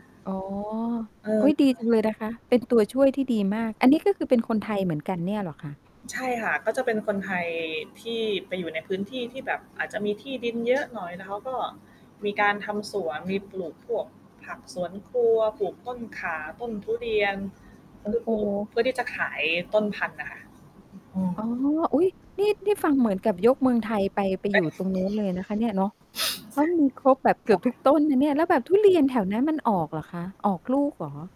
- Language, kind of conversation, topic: Thai, podcast, ควรเริ่มปลูกผักกินเองอย่างไร?
- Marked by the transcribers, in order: distorted speech; static; other background noise; mechanical hum